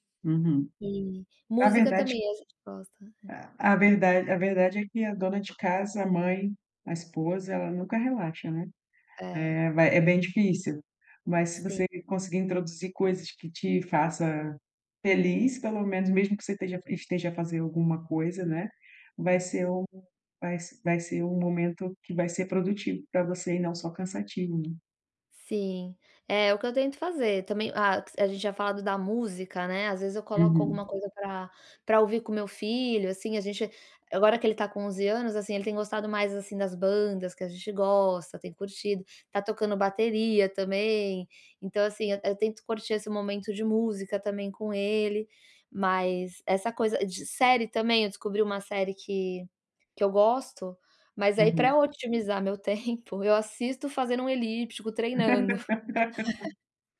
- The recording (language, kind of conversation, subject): Portuguese, advice, Como posso relaxar melhor em casa?
- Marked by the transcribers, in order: tapping; laugh